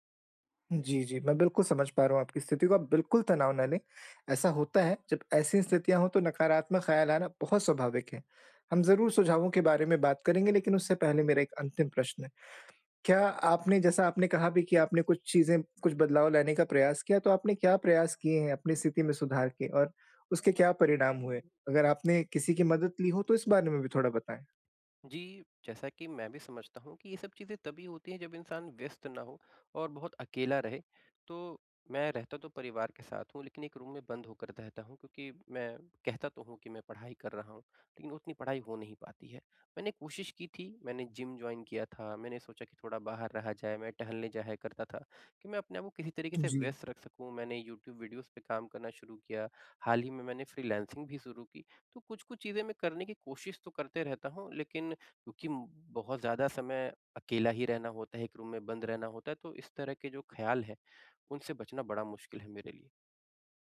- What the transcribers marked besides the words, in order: other background noise; in English: "रूम"; in English: "जॉइन"; in English: "वीडियोज़"; in English: "रूम"
- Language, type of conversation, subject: Hindi, advice, ब्रेकअप के बाद मैं अपने जीवन में नया उद्देश्य कैसे खोजूँ?